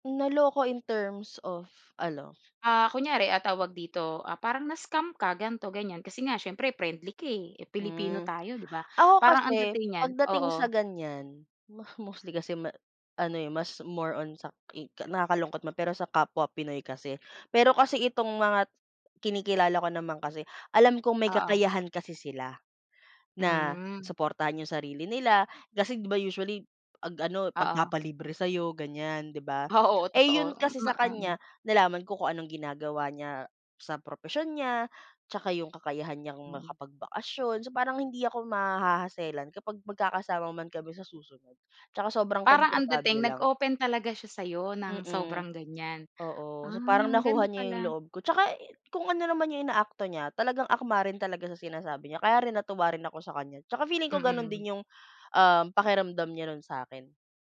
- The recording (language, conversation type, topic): Filipino, podcast, Saan kayo unang nagkakilala ng pinakamatalik mong kaibigang nakasama sa biyahe, at paano nangyari iyon?
- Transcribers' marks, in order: in English: "in terms of"; gasp; gasp; gasp; "magpapalibre" said as "pagpapalibre"; laughing while speaking: "Oo, totoo"; in English: "maha-hassle-an"; gasp; drawn out: "Ah"; gasp